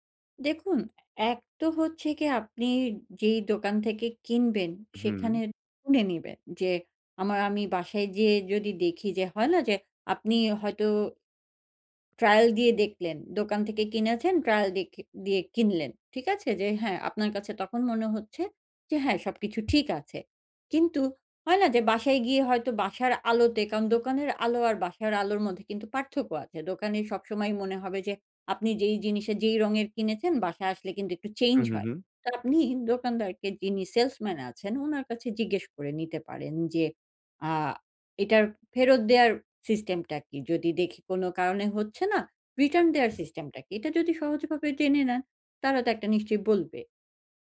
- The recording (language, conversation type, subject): Bengali, advice, আমি কীভাবে আমার পোশাকের স্টাইল উন্নত করে কেনাকাটা আরও সহজ করতে পারি?
- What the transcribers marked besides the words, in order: tapping; other background noise